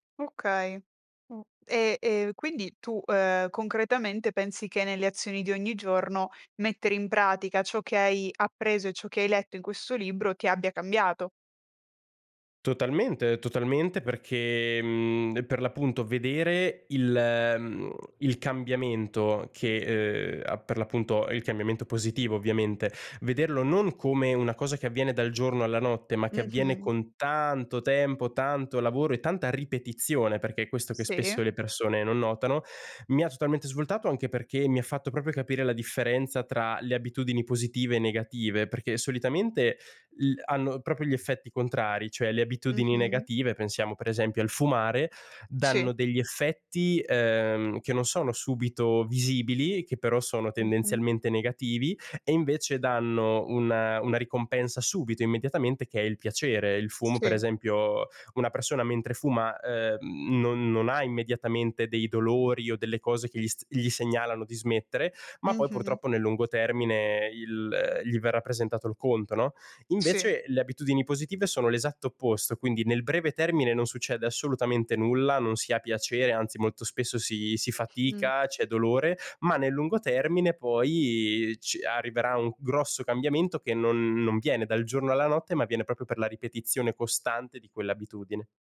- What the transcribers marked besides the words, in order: unintelligible speech; stressed: "tanto"; "proprio" said as "propio"; "proprio" said as "propio"
- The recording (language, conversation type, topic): Italian, podcast, Qual è un libro che ti ha aperto gli occhi?